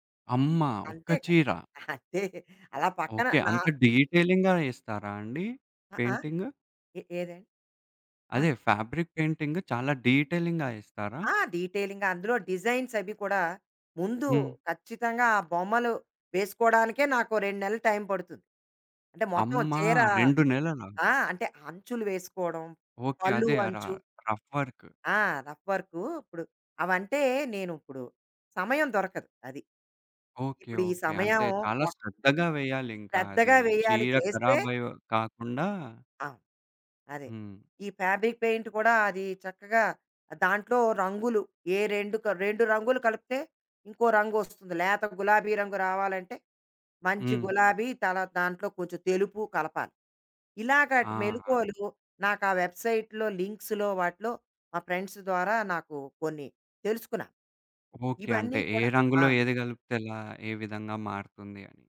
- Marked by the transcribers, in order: stressed: "అమ్మా"; chuckle; in English: "డీటెలింగ్‌గా"; in English: "ఫ్యాబ్రిక్ పెయింటింగ్"; in English: "డీటెలింగ్‌గా"; in English: "డీటెలింగ్‌గా"; in English: "డిజైన్స్"; in English: "రఫ్ వర్క్"; in English: "రఫ్"; in English: "ఫ్యాబ్రిక్"; other background noise; in English: "వెబ్‌సైట్‌లో, లింక్స్‌లో"; in English: "ఫ్రెండ్స్"
- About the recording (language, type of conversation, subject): Telugu, podcast, నీ మొదటి హాబీ ఎలా మొదలయ్యింది?